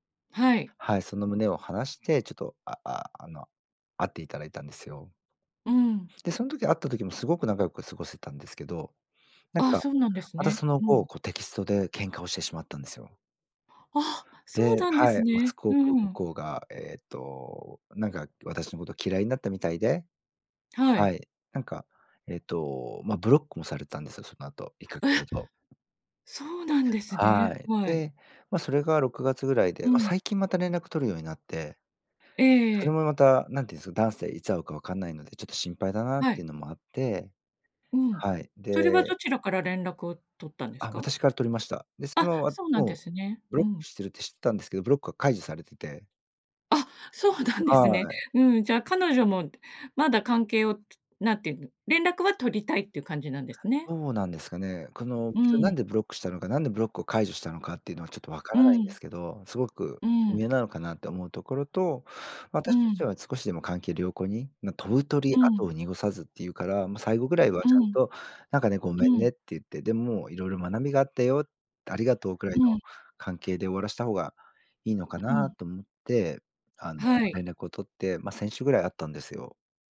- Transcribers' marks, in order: none
- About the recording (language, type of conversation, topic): Japanese, advice, 元恋人との関係を続けるべきか、終わらせるべきか迷ったときはどうすればいいですか？